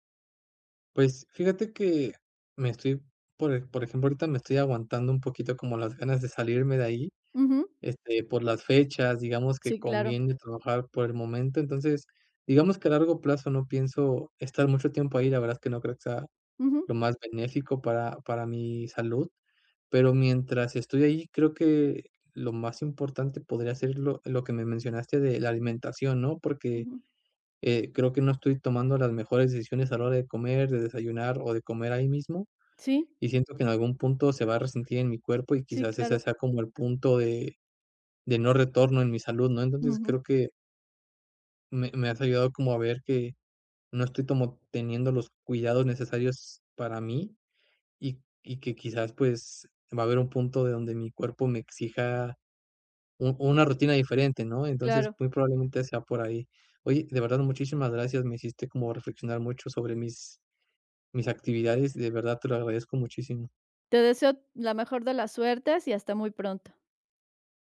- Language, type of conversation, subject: Spanish, advice, ¿Por qué no tengo energía para actividades que antes disfrutaba?
- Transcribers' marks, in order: tapping